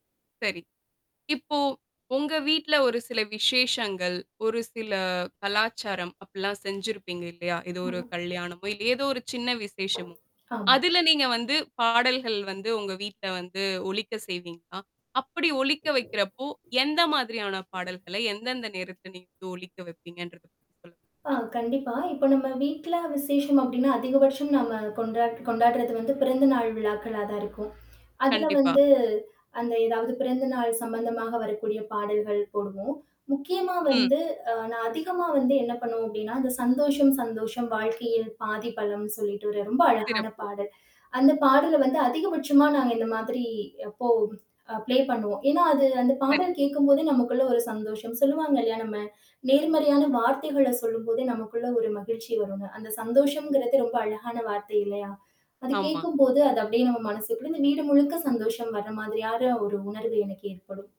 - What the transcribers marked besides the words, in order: static; distorted speech; tapping; other background noise; mechanical hum; in English: "ப்ளே"
- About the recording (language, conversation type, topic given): Tamil, podcast, பழைய பாடல்களை கேட்டாலே நினைவுகள் வந்துவிடுமா, அது எப்படி நடக்கிறது?